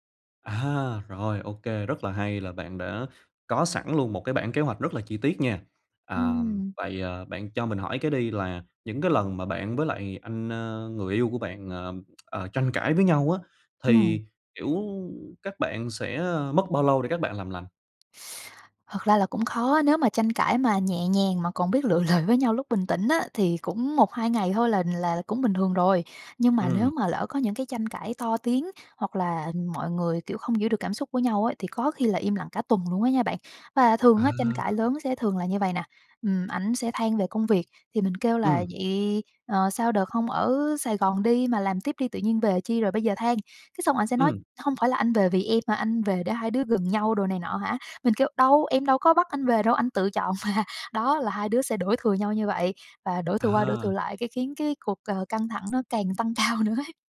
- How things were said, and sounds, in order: laughing while speaking: "À"; tsk; tapping; laughing while speaking: "lời"; laughing while speaking: "mà"; other background noise; laughing while speaking: "cao nữa ấy"
- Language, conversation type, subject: Vietnamese, advice, Bạn và bạn đời nên thảo luận và ra quyết định thế nào về việc chuyển đi hay quay lại để tránh tranh cãi?